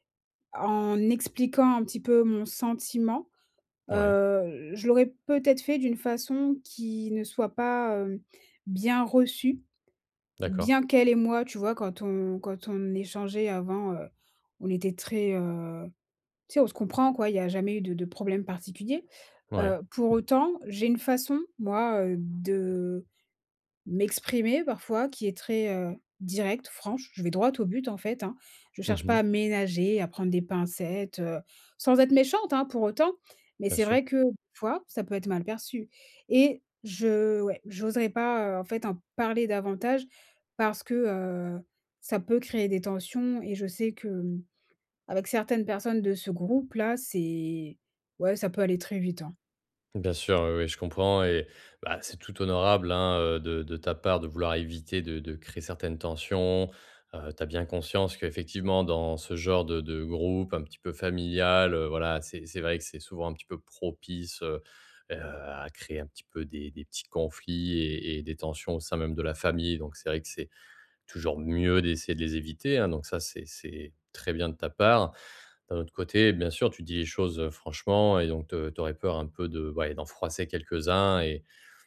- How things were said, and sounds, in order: other background noise; stressed: "parler"; drawn out: "c'est"; stressed: "mieux"
- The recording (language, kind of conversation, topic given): French, advice, Comment demander une contribution équitable aux dépenses partagées ?